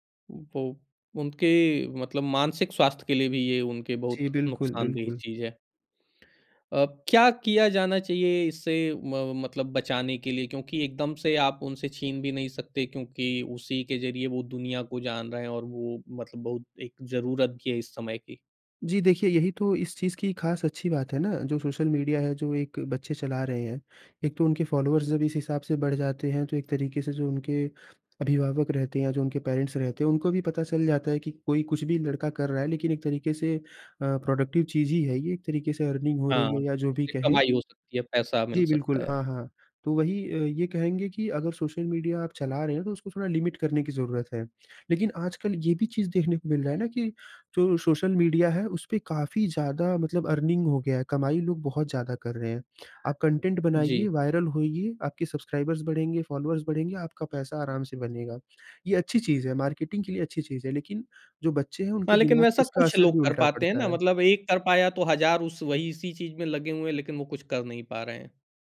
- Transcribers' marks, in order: in English: "फॉलोअर्स"; in English: "पेरेंट्स"; in English: "प्रोडक्टिव"; in English: "अर्निंग"; in English: "लिमिट"; in English: "अर्निंग"; in English: "कंटेंट"; in English: "वायरल"; in English: "मार्केटिंग"
- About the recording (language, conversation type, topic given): Hindi, podcast, सोशल मीडिया ने आपकी स्टाइल कैसे बदली है?